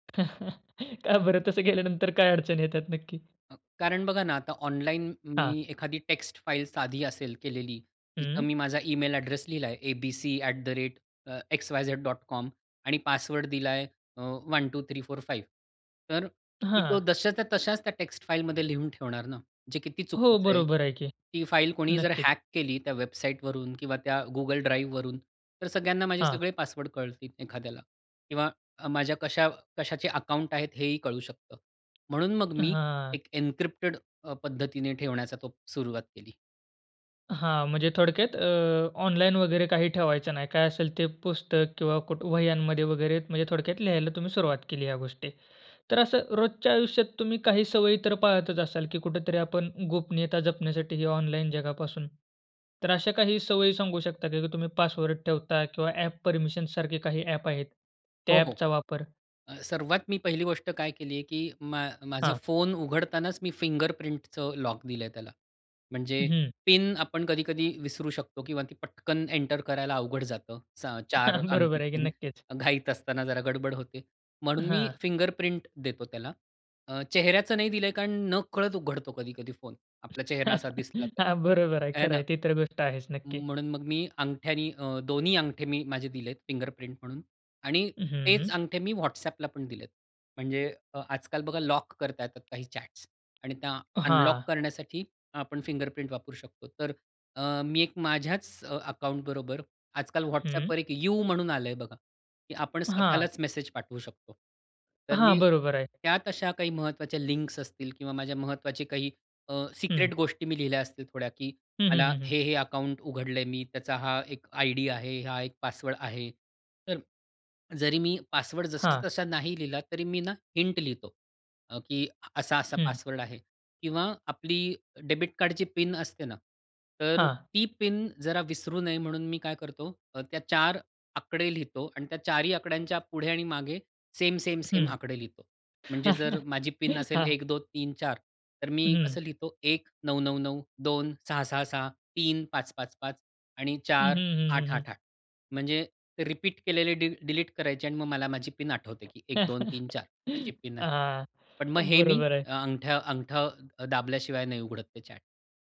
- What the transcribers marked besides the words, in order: chuckle; laughing while speaking: "का बरं? तसं केल्यानंतर काय अडचण येतात नक्की?"; tapping; in English: "हॅक"; in English: "एनक्रिप्टेड"; in English: "फिंगरप्रिंटचं लॉक"; chuckle; laughing while speaking: "बरोबर आहे की"; in English: "फिंगरप्रिंट"; chuckle; laughing while speaking: "हां. बरोबर आहे. खरं आहे"; laughing while speaking: "हे ना"; in English: "फिंगरप्रिंट"; in English: "चॅट्स"; other background noise; in English: "फिंगरप्रिंट"; in English: "सिक्रेट"; swallow; in English: "हिंट"; chuckle; laughing while speaking: "हां"; in English: "रिपीट"; laugh; in English: "चॅट"
- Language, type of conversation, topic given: Marathi, podcast, ऑनलाइन गोपनीयता जपण्यासाठी तुम्ही काय करता?